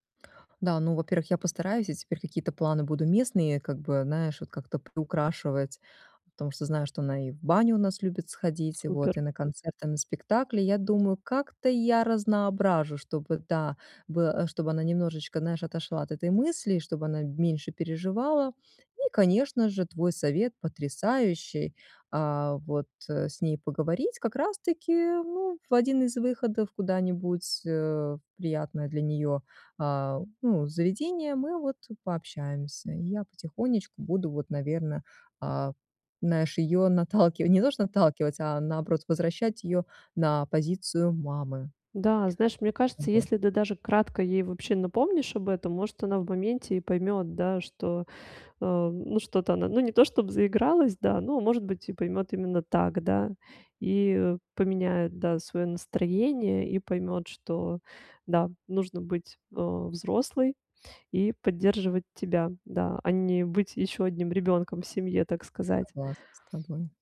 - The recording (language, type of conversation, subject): Russian, advice, Как мне развить устойчивость к эмоциональным триггерам и спокойнее воспринимать критику?
- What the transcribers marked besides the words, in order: none